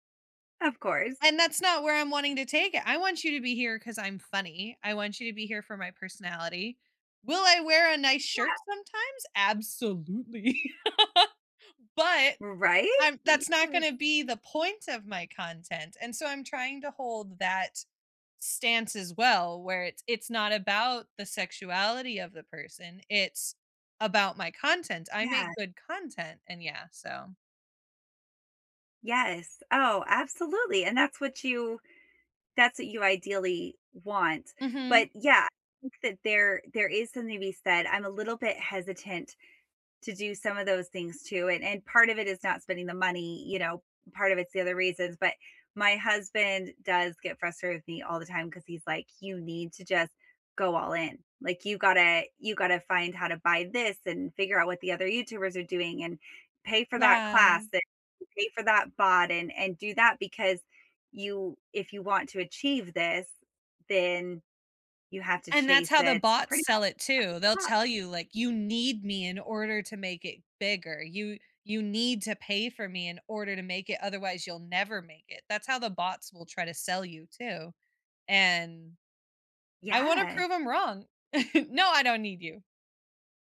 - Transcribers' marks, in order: laugh; other background noise; chuckle
- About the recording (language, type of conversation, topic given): English, unstructured, What dreams do you think are worth chasing no matter the cost?